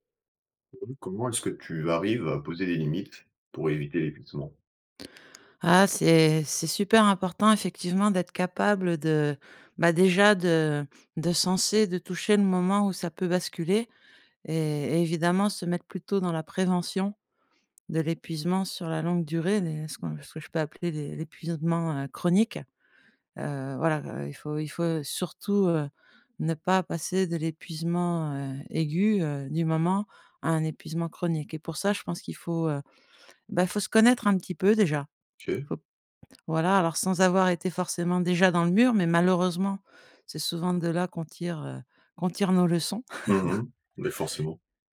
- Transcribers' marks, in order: unintelligible speech; "l'épuisement" said as "l'épuisodement"; unintelligible speech; chuckle
- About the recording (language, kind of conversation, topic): French, podcast, Comment poses-tu des limites pour éviter l’épuisement ?